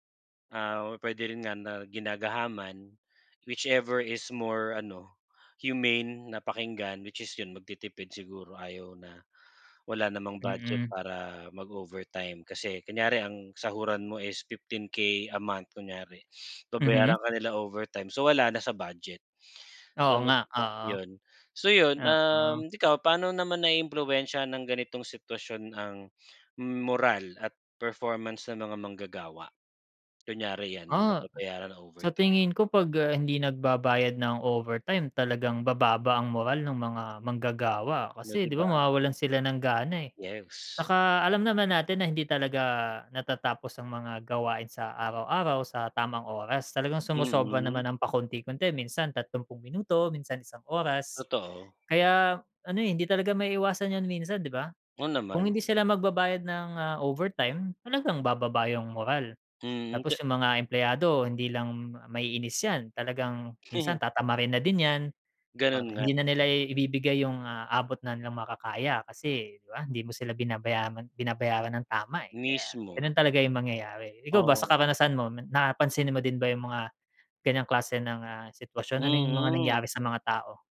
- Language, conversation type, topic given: Filipino, unstructured, Ano ang palagay mo sa overtime na hindi binabayaran nang tama?
- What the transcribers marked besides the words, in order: in English: "whichever is more"; in English: "humane"; unintelligible speech; other background noise